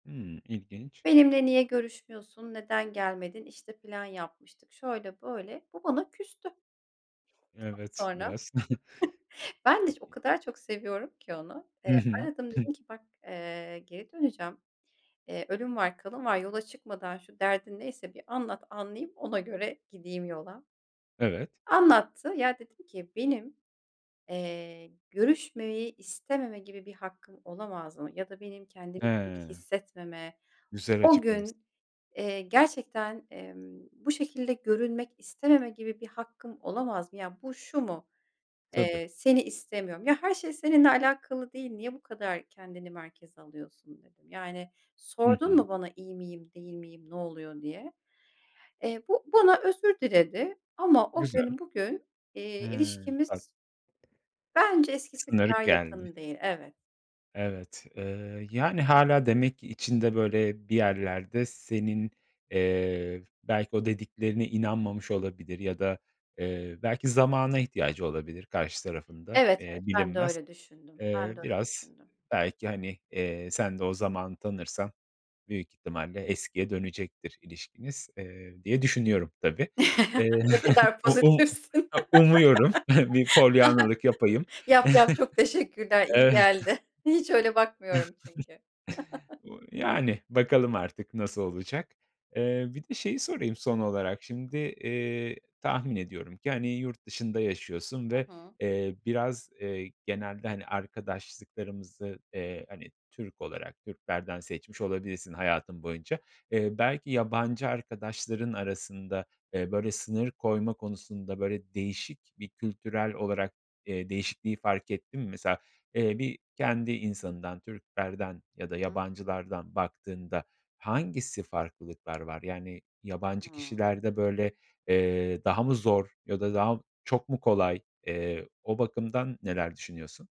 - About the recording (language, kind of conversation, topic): Turkish, podcast, Arkadaşlıkta neden sınır koymak gerekir ve bunu nasıl yapabiliriz?
- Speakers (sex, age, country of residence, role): female, 40-44, Germany, guest; male, 35-39, Poland, host
- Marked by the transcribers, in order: unintelligible speech; chuckle; scoff; other background noise; scoff; chuckle; laughing while speaking: "umuyorum"; laugh; chuckle; laugh